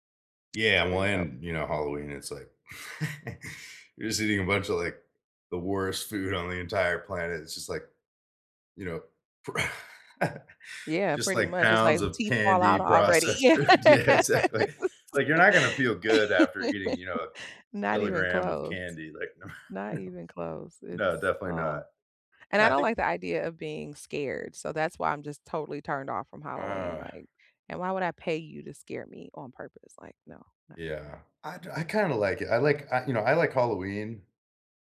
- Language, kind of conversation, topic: English, unstructured, Which childhood tradition do you still follow today?
- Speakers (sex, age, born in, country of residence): female, 40-44, United States, United States; male, 25-29, United States, United States
- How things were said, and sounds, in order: chuckle; laughing while speaking: "pr"; laughing while speaking: "processed food, yeah, exactly"; laughing while speaking: "yes"; laugh; chuckle